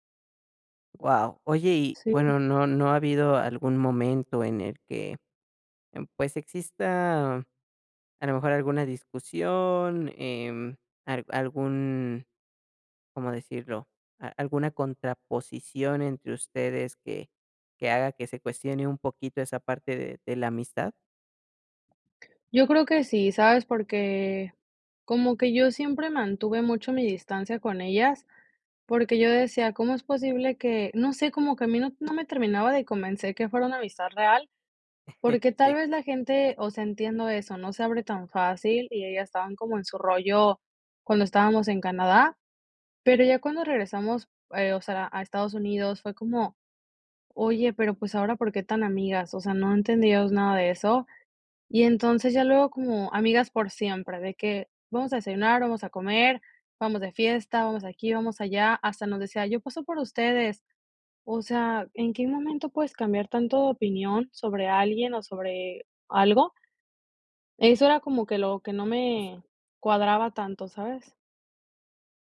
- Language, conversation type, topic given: Spanish, podcast, ¿Qué amistad empezó de forma casual y sigue siendo clave hoy?
- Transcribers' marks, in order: tapping; chuckle; other background noise